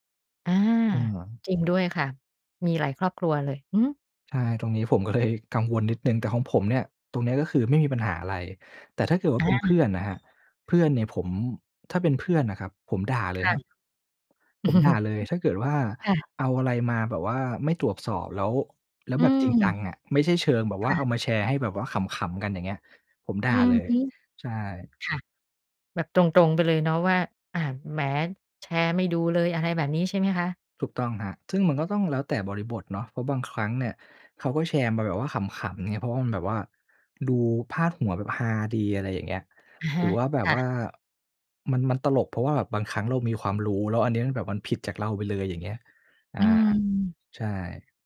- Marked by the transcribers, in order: chuckle; other noise
- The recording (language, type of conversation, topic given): Thai, podcast, การแชร์ข่าวที่ยังไม่ได้ตรวจสอบสร้างปัญหาอะไรบ้าง?